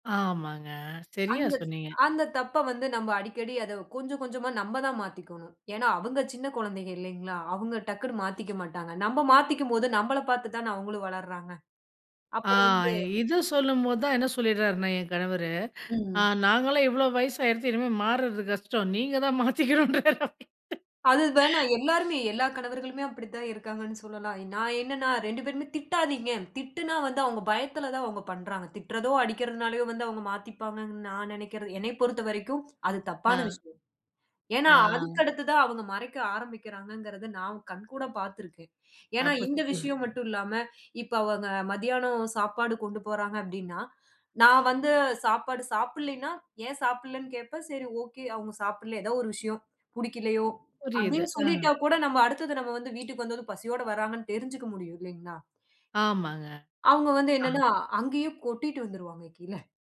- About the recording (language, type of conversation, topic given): Tamil, podcast, பிள்ளைகளுடன் நேர்மையான உரையாடலை நீங்கள் எப்படி தொடங்குவீர்கள்?
- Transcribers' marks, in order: other noise; laughing while speaking: "நீங்க தான் மாத்திக்கணும்றாரு"; other background noise; drawn out: "அ"; unintelligible speech; chuckle